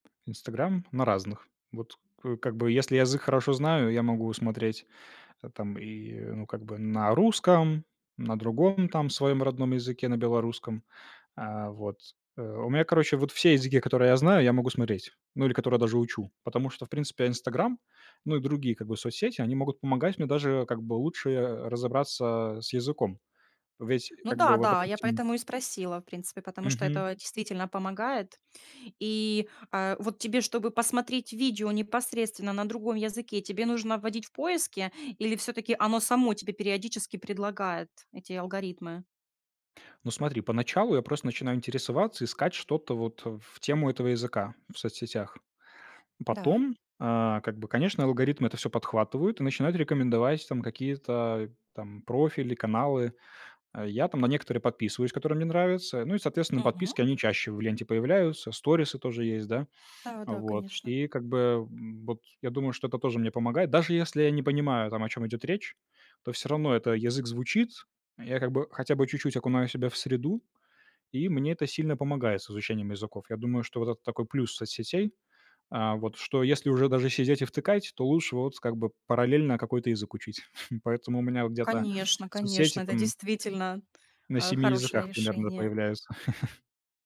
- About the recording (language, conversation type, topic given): Russian, podcast, Как социальные сети влияют на твоё вдохновение и рабочие идеи?
- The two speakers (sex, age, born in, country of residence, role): female, 35-39, Ukraine, Spain, host; male, 20-24, Belarus, Poland, guest
- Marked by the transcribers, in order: tapping; chuckle; chuckle